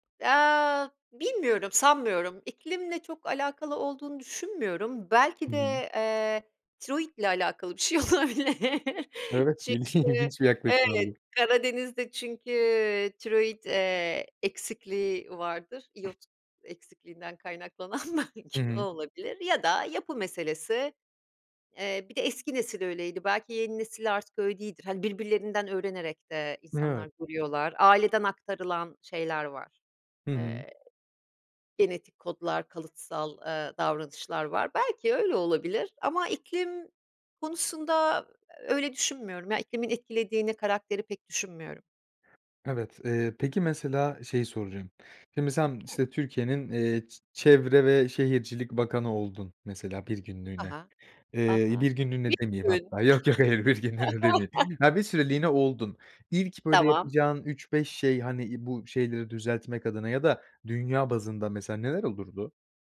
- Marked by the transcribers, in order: laughing while speaking: "bir şey olabilir"; laughing while speaking: "ilgi ilginç"; other background noise; chuckle; laughing while speaking: "bir günlüğüne demeyeyim"; laugh
- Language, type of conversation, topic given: Turkish, podcast, İklim değişikliğinin günlük hayatımıza etkilerini nasıl görüyorsun?